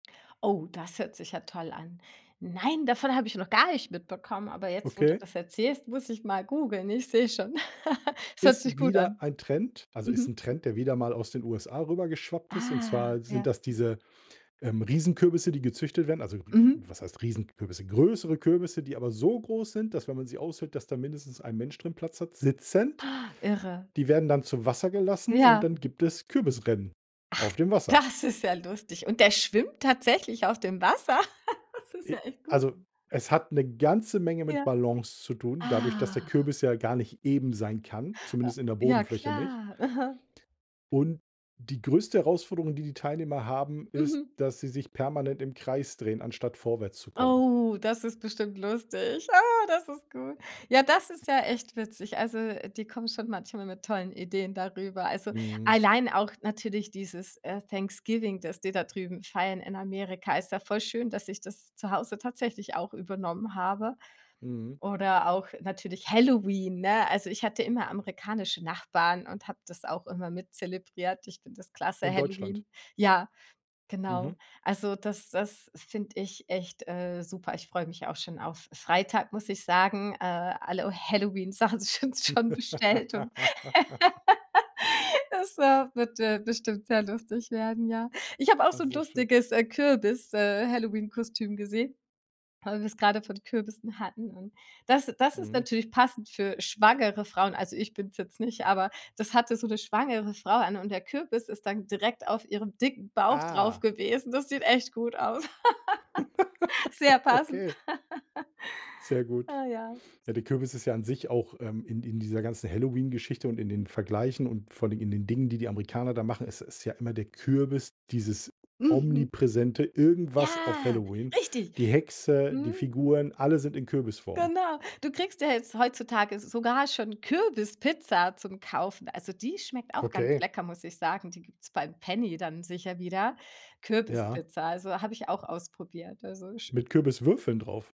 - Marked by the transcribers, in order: laugh; other noise; gasp; stressed: "sitzend!"; other background noise; stressed: "das"; laugh; drawn out: "Ah"; drawn out: "Oh"; laugh; laughing while speaking: "sind schon"; laugh; laugh; laugh; anticipating: "Ja, richtig"
- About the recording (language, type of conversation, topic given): German, podcast, Was ist dein liebstes Wohlfühlessen?